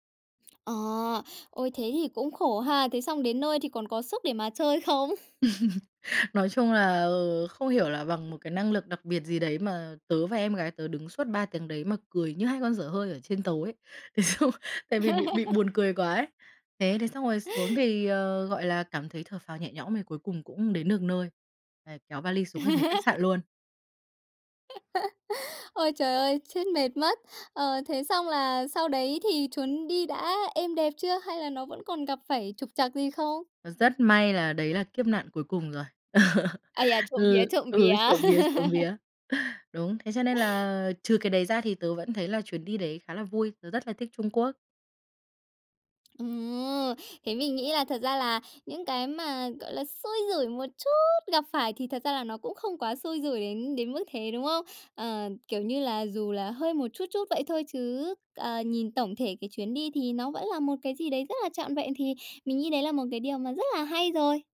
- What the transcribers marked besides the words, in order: tapping; laughing while speaking: "chơi không?"; laugh; laughing while speaking: "thế xong"; laughing while speaking: "bị bị buồn cười quá"; laugh; laugh; laugh; laugh; "chuyến" said as "chuốn"; laugh; laughing while speaking: "Ừ, ừ, trộm vía, trộm vía!"; chuckle; laugh
- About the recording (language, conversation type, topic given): Vietnamese, podcast, Bạn có thể kể về một sai lầm khi đi du lịch và bài học bạn rút ra từ đó không?